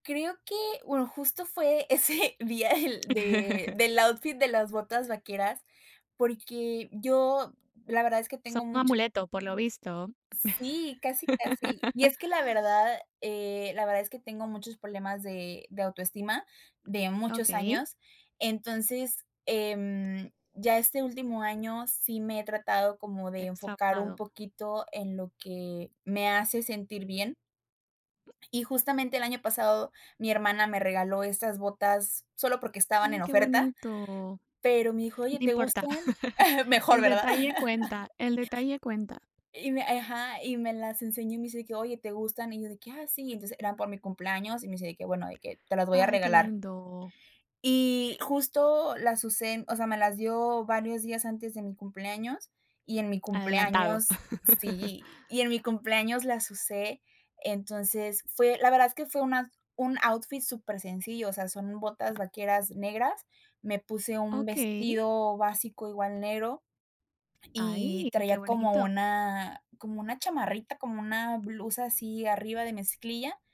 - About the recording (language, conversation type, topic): Spanish, podcast, ¿Qué importancia tiene la ropa en tu confianza diaria?
- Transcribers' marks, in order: laughing while speaking: "ese día del"; chuckle; laugh; unintelligible speech; chuckle; chuckle; chuckle